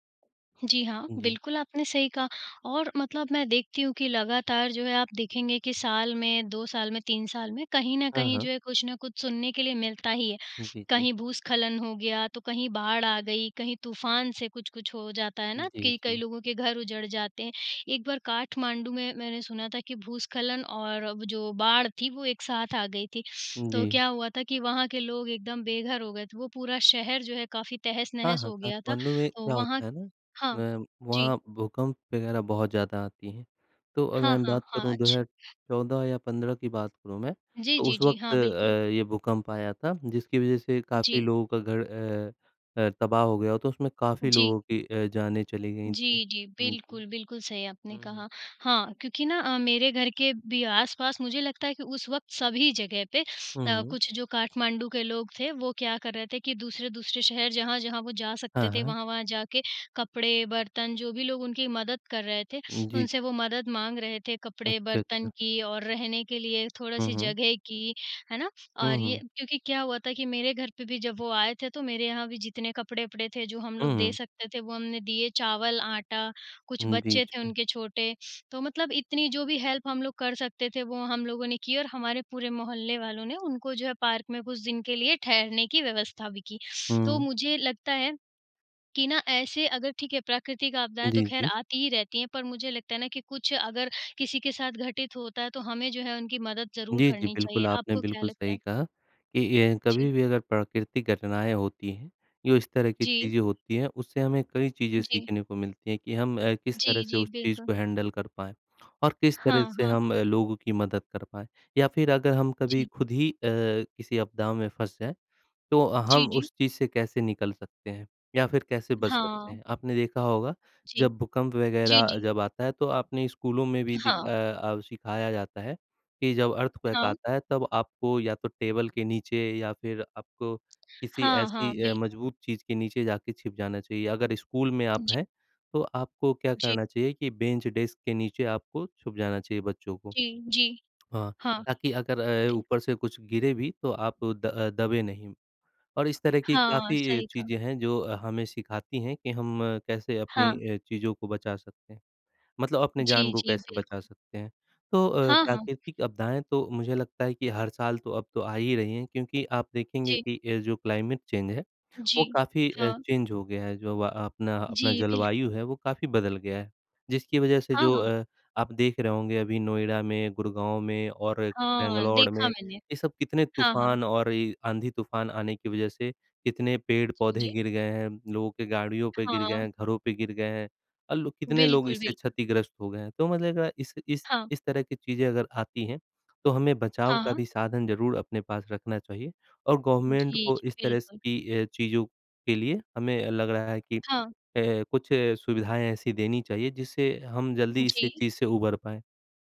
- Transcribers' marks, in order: teeth sucking; in English: "हेल्प"; teeth sucking; in English: "हैंडल"; in English: "अर्थक्वेक"; tapping; unintelligible speech; in English: "क्लाइमेट चेंज"; in English: "चेंज"; in English: "गवर्नमेंट"
- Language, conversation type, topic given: Hindi, unstructured, प्राकृतिक आपदाओं में फंसे लोगों की कहानियाँ आपको कैसे प्रभावित करती हैं?